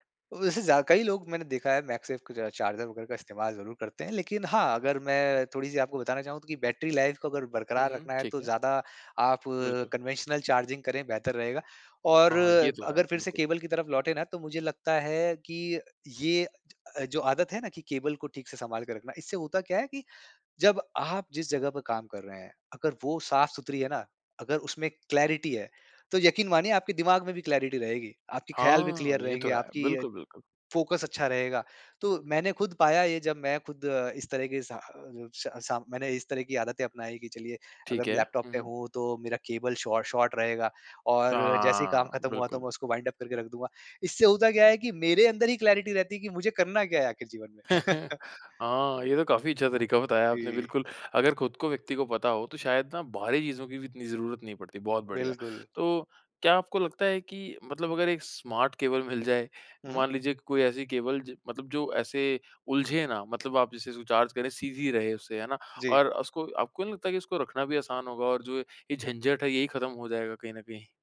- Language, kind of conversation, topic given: Hindi, podcast, चार्जर और केबलों को सुरक्षित और व्यवस्थित तरीके से कैसे संभालें?
- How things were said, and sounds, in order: in English: "कन्वेंशनल चार्जिंग"; in English: "केबल"; in English: "केबल"; in English: "क्लैरिटी"; in English: "क्लैरिटी"; in English: "क्लियर"; in English: "फोकस"; in English: "केबल शॉ शॉर्ट"; in English: "वाइंड उप"; in English: "क्लैरिटी"; chuckle; in English: "स्मार्ट केबल"; laughing while speaking: "मिल"